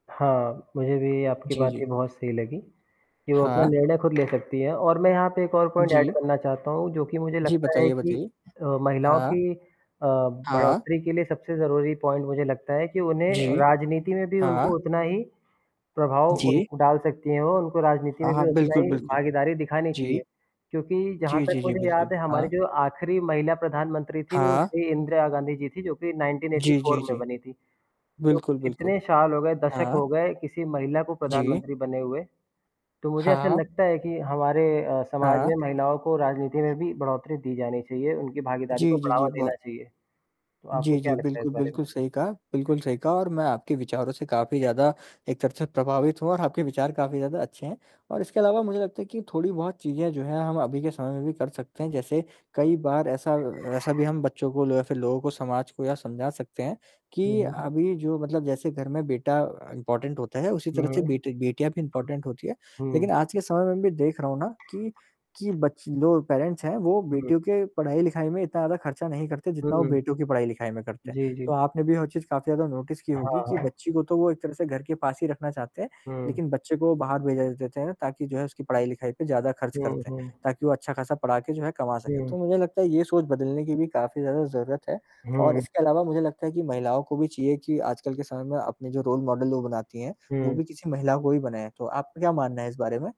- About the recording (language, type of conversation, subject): Hindi, unstructured, क्या हमारे समुदाय में महिलाओं को समान सम्मान मिलता है?
- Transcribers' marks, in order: static; other background noise; in English: "पॉइंट एड"; in English: "पॉइंट"; in English: "नाइनटीन एटी फ़ोर"; distorted speech; tapping; in English: "इम्पोर्टेंट"; in English: "इम्पोर्टेंट"; in English: "पैरेंट्स"; in English: "नोटिस"; in English: "रोल मॉडल"